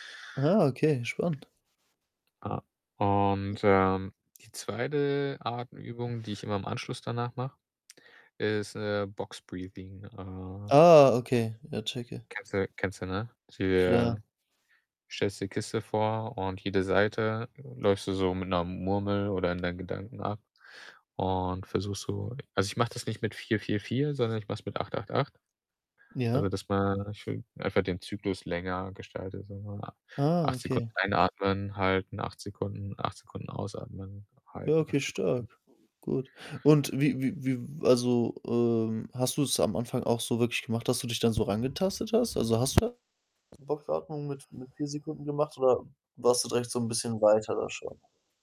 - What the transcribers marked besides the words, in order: other background noise; unintelligible speech; in English: "Boxbreathing"; distorted speech
- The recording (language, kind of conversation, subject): German, podcast, Wie integrierst du Atemübungen oder Achtsamkeit in deinen Alltag?